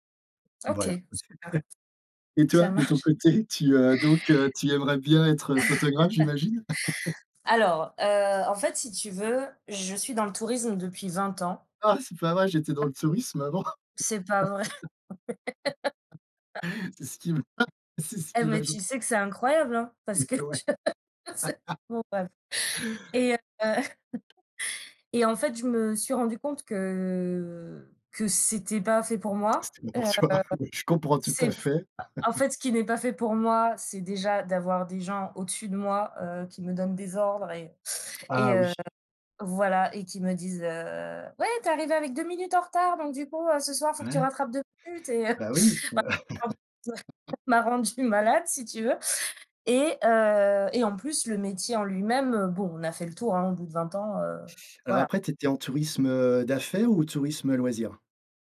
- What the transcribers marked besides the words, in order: chuckle; laughing while speaking: "de ton côté"; other background noise; chuckle; laugh; other noise; laugh; laughing while speaking: "m'a"; unintelligible speech; laugh; chuckle; tapping; drawn out: "que"; laughing while speaking: "C'était pas pour toi"; laugh; put-on voice: "Ouais, tu es arrivée avec … rattrapes deux minutes"; chuckle; unintelligible speech; laugh
- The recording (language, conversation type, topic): French, unstructured, Quel métier te rendrait vraiment heureux, et pourquoi ?